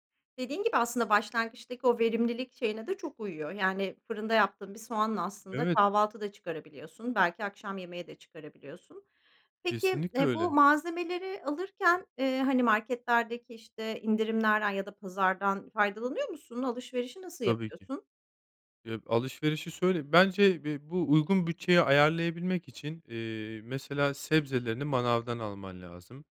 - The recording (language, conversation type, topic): Turkish, podcast, Uygun bütçeyle lezzetli yemekler nasıl hazırlanır?
- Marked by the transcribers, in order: other background noise